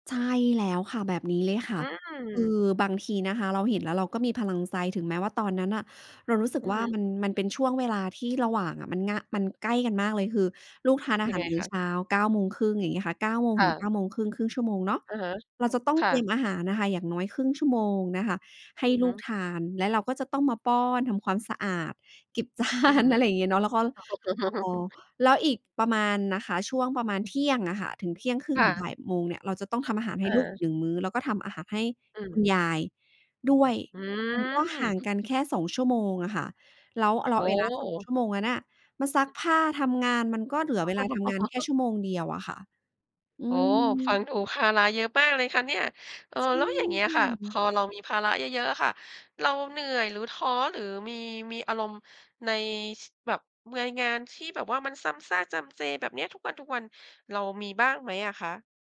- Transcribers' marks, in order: laughing while speaking: "เก็บจาน"; chuckle; drawn out: "หือ"; laugh
- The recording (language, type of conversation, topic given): Thai, podcast, คุณจัดการกับความขี้เกียจอย่างไรเมื่อต้องทำงานเชิงสร้างสรรค์?